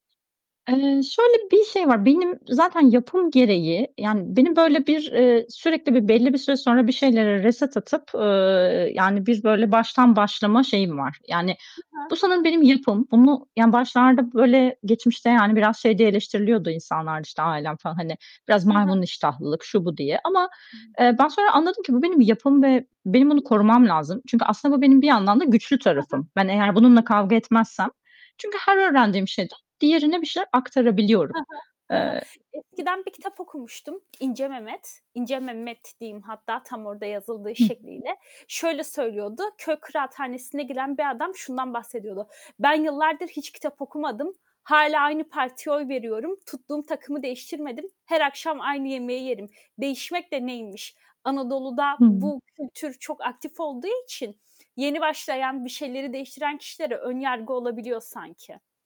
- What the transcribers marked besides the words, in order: distorted speech; in English: "reset"; unintelligible speech; other noise; other background noise; static
- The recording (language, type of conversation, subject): Turkish, podcast, Yeni başlayanlara vereceğin en iyi üç tavsiye ne olur?